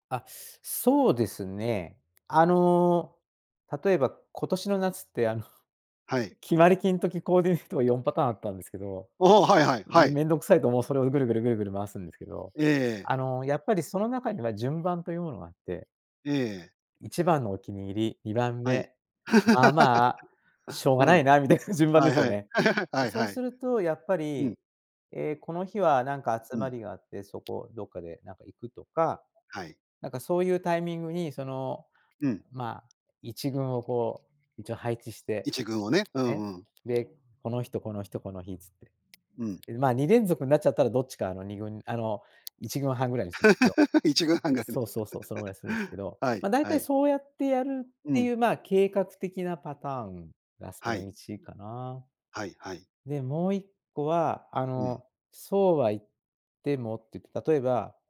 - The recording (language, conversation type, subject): Japanese, podcast, 服で気分を変えるコツってある？
- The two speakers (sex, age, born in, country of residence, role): male, 50-54, Japan, Japan, host; male, 60-64, Japan, Japan, guest
- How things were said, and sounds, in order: tapping; laugh; laugh; other noise; laugh